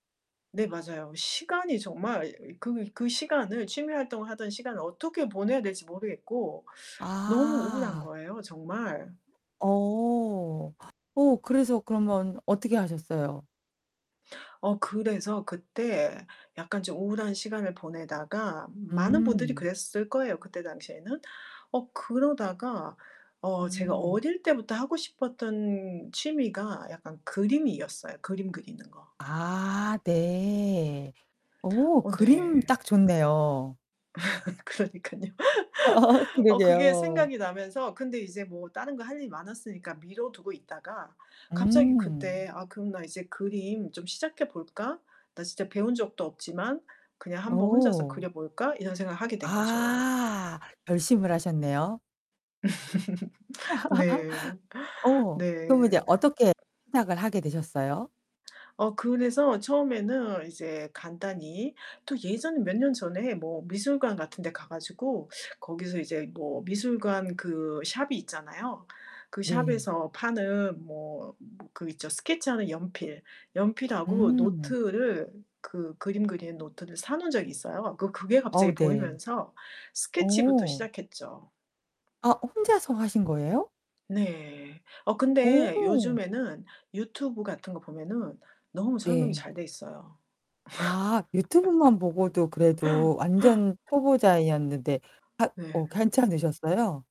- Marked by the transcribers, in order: other background noise; laugh; laughing while speaking: "그러니깐요"; laugh; static; laugh; laugh
- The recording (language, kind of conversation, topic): Korean, podcast, 가장 시간을 잘 보냈다고 느꼈던 취미는 무엇인가요?